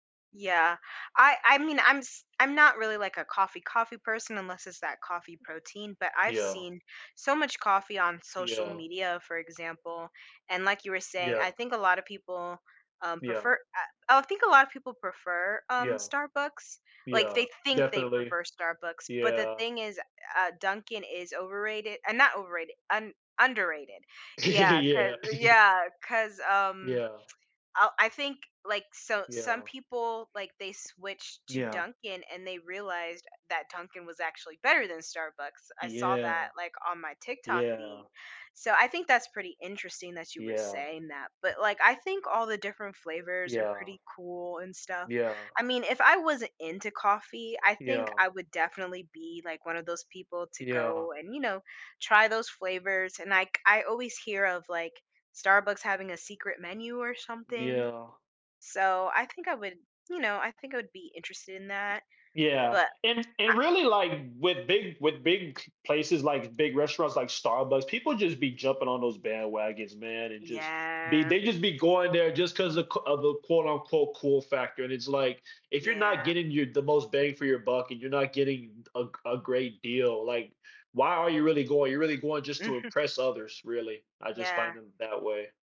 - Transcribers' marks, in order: other background noise; tapping; giggle; tsk; drawn out: "Yeah"
- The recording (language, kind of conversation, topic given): English, unstructured, What factors shape your preference for coffee or tea?
- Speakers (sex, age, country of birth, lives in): female, 30-34, United States, United States; male, 20-24, United States, United States